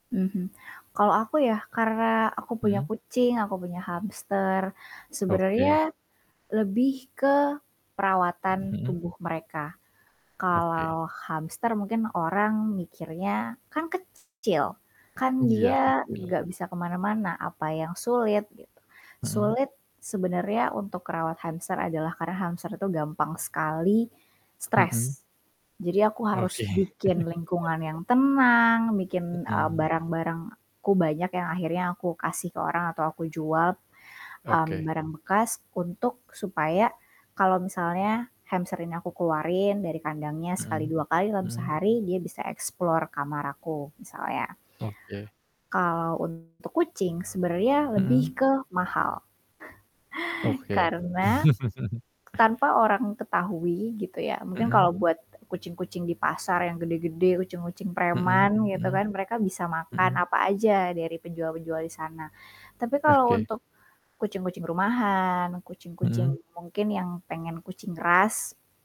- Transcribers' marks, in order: mechanical hum; "merawat" said as "kerawat"; chuckle; in English: "explore"; chuckle; chuckle
- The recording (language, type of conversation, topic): Indonesian, unstructured, Menurut kamu, apa alasan orang membuang hewan peliharaan mereka?
- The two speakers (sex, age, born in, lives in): female, 25-29, Indonesia, Indonesia; male, 30-34, Indonesia, Indonesia